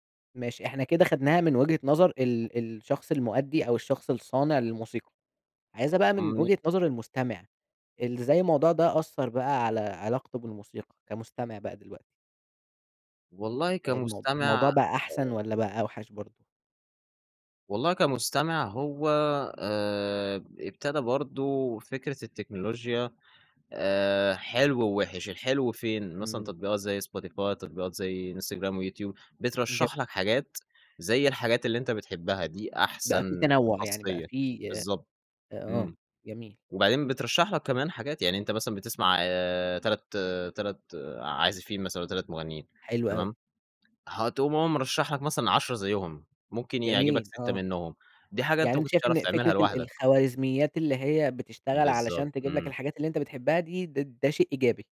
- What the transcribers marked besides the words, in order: none
- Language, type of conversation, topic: Arabic, podcast, إزاي التكنولوجيا غيّرت علاقتك بالموسيقى؟